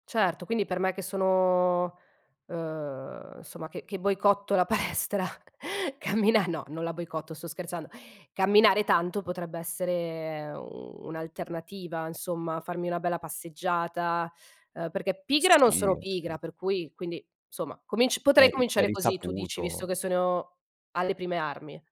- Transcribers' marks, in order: laughing while speaking: "palestra, cammina"
- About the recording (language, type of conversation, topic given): Italian, podcast, Come fai a restare attivo senza andare in palestra?
- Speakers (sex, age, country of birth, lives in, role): female, 30-34, Italy, Italy, host; male, 35-39, Italy, France, guest